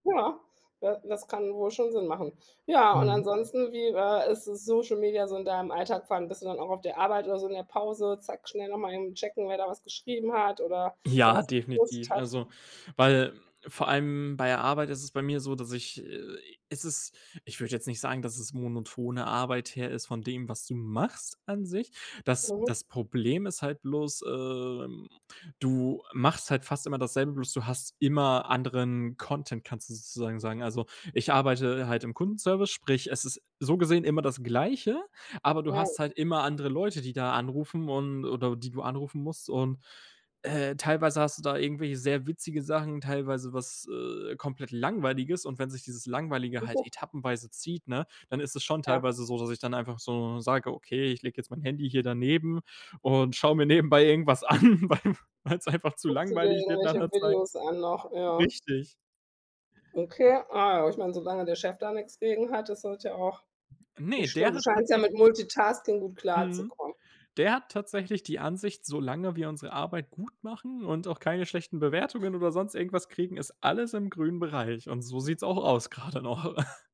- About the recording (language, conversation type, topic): German, podcast, Wie nutzt du soziale Medien im Alltag sinnvoll?
- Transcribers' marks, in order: other background noise; other noise; drawn out: "ähm"; laughing while speaking: "an, weil weil's"; tapping; laughing while speaking: "gerade noch"; chuckle